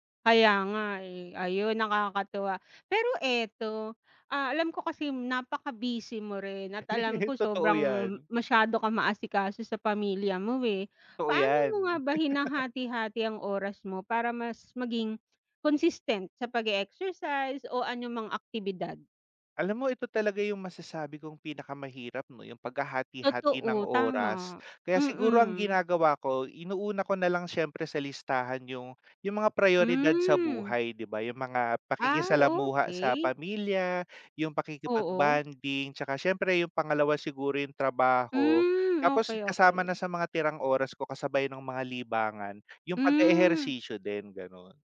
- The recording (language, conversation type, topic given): Filipino, unstructured, Paano mo inuudyukan ang sarili mo para manatiling aktibo?
- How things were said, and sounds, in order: laugh; "Totoo" said as "too"; laugh; other background noise